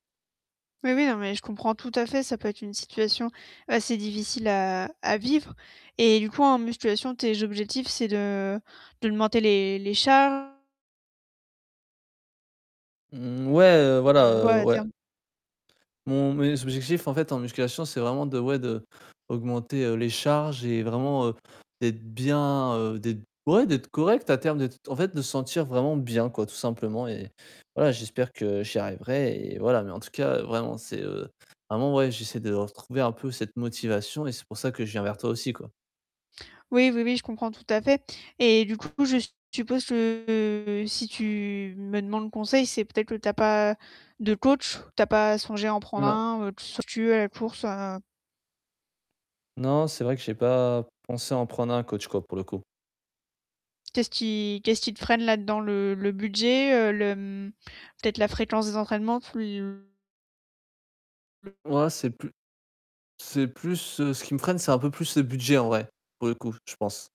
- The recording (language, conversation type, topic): French, advice, Que puis-je faire si je m’entraîne régulièrement mais que je ne constate plus d’amélioration ?
- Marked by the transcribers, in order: distorted speech; mechanical hum; unintelligible speech; tapping; unintelligible speech; other background noise